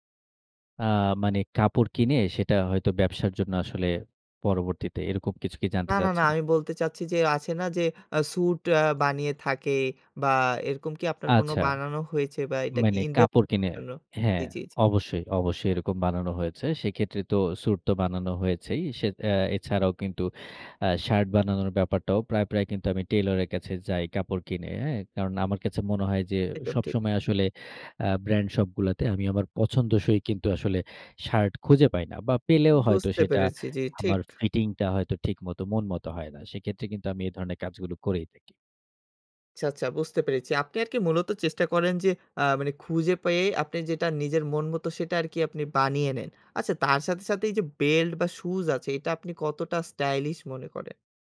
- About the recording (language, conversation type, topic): Bengali, podcast, বাজেটের মধ্যে স্টাইল বজায় রাখার আপনার কৌশল কী?
- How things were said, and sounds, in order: none